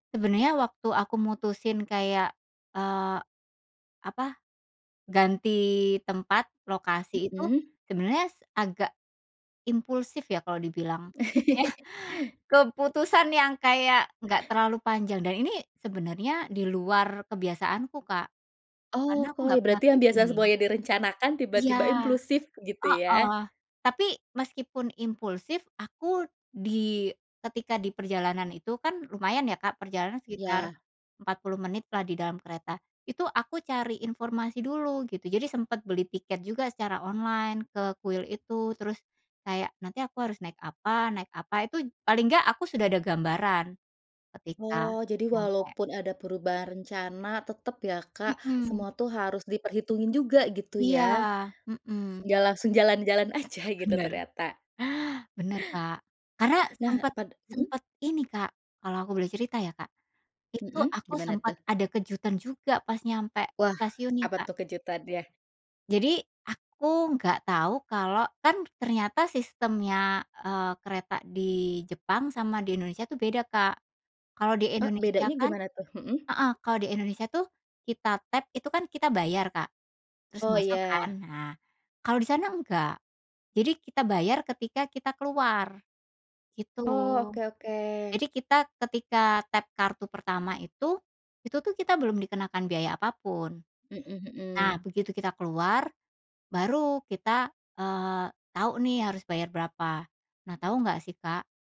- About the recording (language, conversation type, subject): Indonesian, podcast, Apa yang kamu pelajari tentang diri sendiri saat bepergian sendirian?
- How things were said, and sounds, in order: laughing while speaking: "iya"; "impulsif" said as "implusif"; in English: "online"; laughing while speaking: "aja"; laughing while speaking: "Benar"; tapping